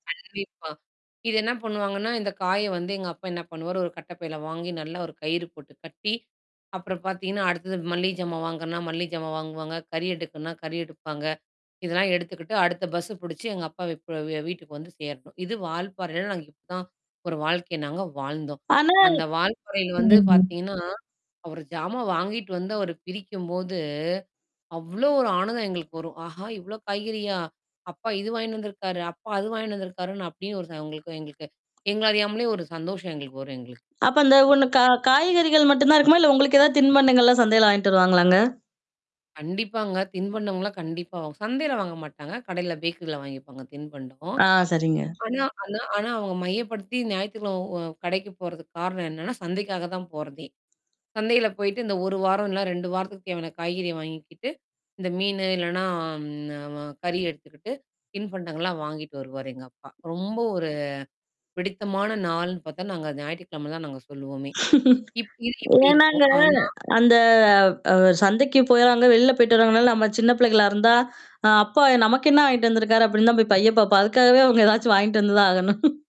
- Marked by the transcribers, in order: distorted speech; tapping; static; other background noise; in English: "பேக்கரில"; mechanical hum; chuckle; "பையப் பாப்போம்" said as "பையப்பப்ப"; chuckle
- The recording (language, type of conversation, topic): Tamil, podcast, நம்மூர் சந்தையில் இருந்து வாங்கும் உணவுப்பொருட்களால் சமைப்பது ஏன் நல்லது?